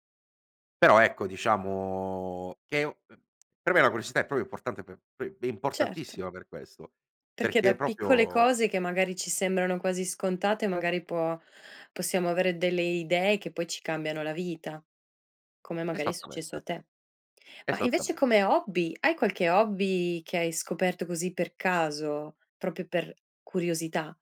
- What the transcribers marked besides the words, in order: drawn out: "diciamo"
- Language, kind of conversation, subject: Italian, podcast, Che ruolo ha la curiosità nella tua crescita personale?
- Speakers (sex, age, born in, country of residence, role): female, 35-39, Latvia, Italy, host; male, 25-29, Italy, Italy, guest